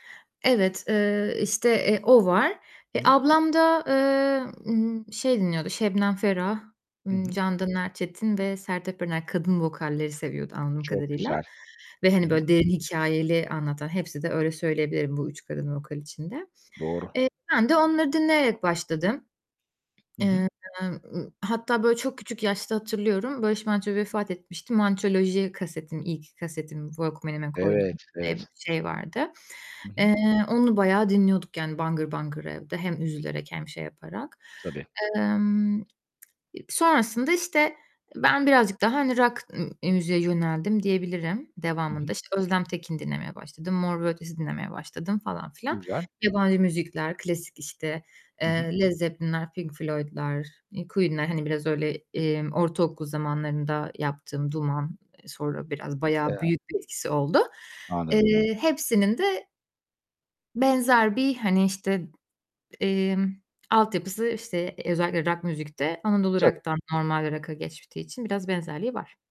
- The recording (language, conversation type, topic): Turkish, podcast, Çocukluğunda dinlediğin şarkılar bugün müzik zevkini sence hâlâ nasıl etkiliyor?
- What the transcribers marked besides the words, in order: tapping; other background noise; distorted speech; in English: "Walkman'ime"; unintelligible speech